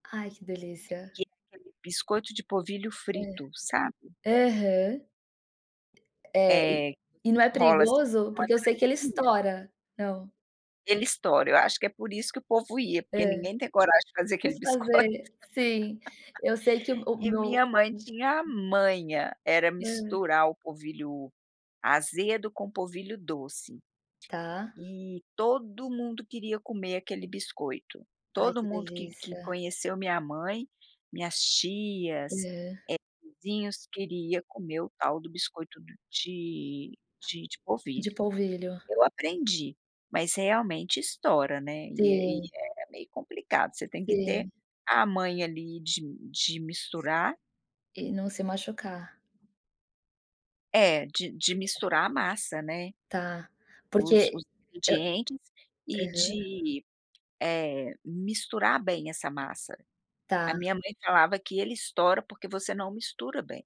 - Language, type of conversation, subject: Portuguese, podcast, Qual prato nunca falta nas suas comemorações em família?
- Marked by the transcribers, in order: tapping; laugh; unintelligible speech